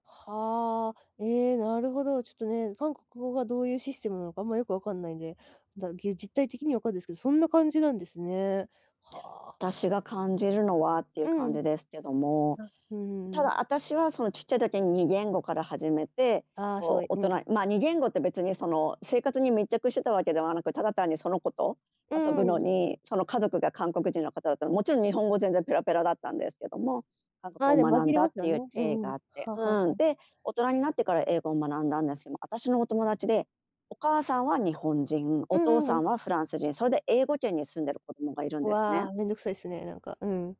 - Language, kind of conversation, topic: Japanese, podcast, 二つ以上の言語を上手に使い分けるコツは何ですか?
- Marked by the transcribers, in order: other background noise